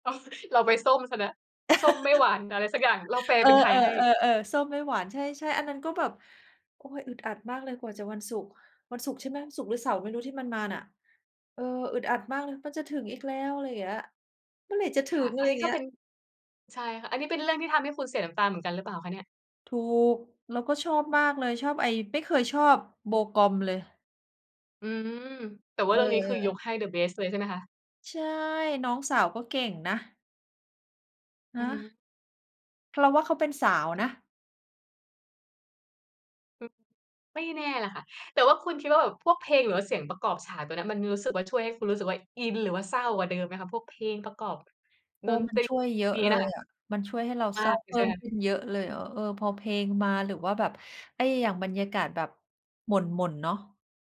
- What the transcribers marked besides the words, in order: laughing while speaking: "อ๋อ"; chuckle; laugh; in English: "The Best"; tapping; other background noise
- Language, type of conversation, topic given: Thai, unstructured, ภาพยนตร์เรื่องไหนที่ทำให้คุณร้องไห้โดยไม่คาดคิด?